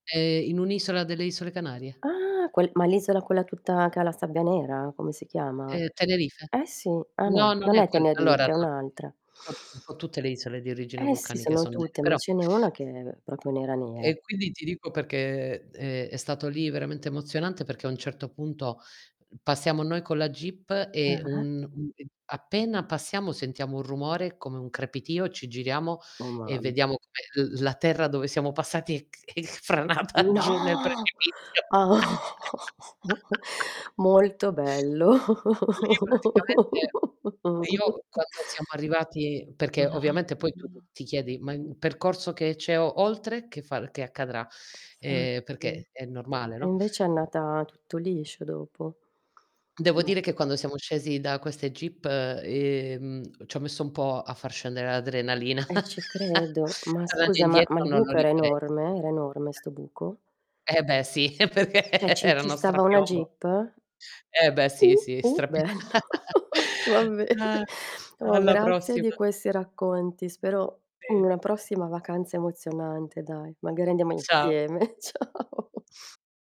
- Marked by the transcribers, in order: distorted speech; unintelligible speech; unintelligible speech; tapping; "proprio" said as "propio"; "perché" said as "peché"; surprised: "No"; laughing while speaking: "è c franata giù nel precipizio"; chuckle; laugh; chuckle; "Infatti" said as "nfatti"; "perché" said as "peché"; chuckle; laughing while speaking: "perché"; "Cioè" said as "ceh"; other noise; laughing while speaking: "bello. Va bene"; chuckle; chuckle; laughing while speaking: "Ciao"
- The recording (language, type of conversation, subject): Italian, unstructured, Qual è stata la tua avventura più emozionante in vacanza?
- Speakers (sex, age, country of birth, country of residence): female, 40-44, Italy, Italy; female, 50-54, Italy, Italy